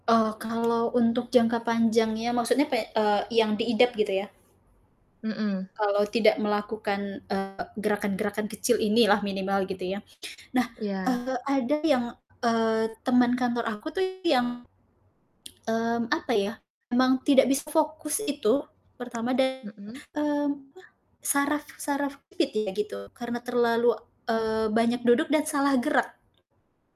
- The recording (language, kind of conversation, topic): Indonesian, podcast, Bagaimana cara tetap aktif meski harus duduk bekerja seharian?
- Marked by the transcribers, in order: static; distorted speech; other background noise; tapping